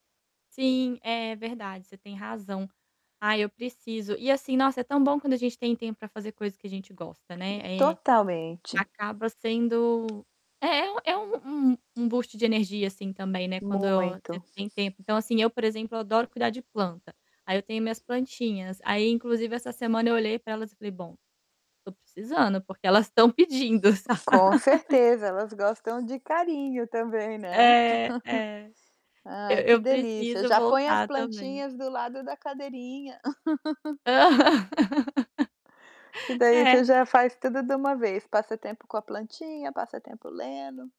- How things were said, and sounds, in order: static; tapping; distorted speech; in English: "boost"; laughing while speaking: "sabe"; chuckle; laugh
- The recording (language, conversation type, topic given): Portuguese, advice, Como posso retomar meus hobbies se não tenho tempo nem energia?